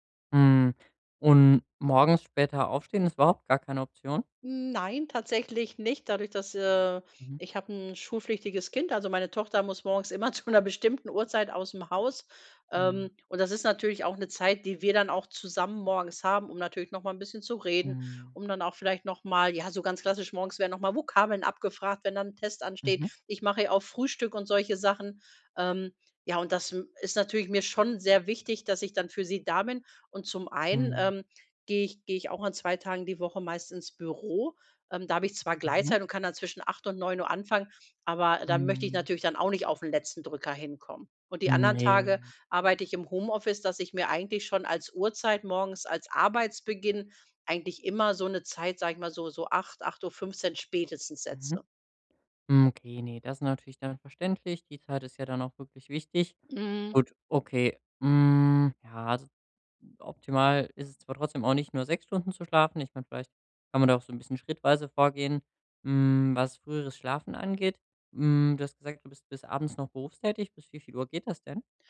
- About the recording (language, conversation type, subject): German, advice, Wie kann ich mir täglich feste Schlaf- und Aufstehzeiten angewöhnen?
- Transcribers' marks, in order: stressed: "Nein"; laughing while speaking: "zu"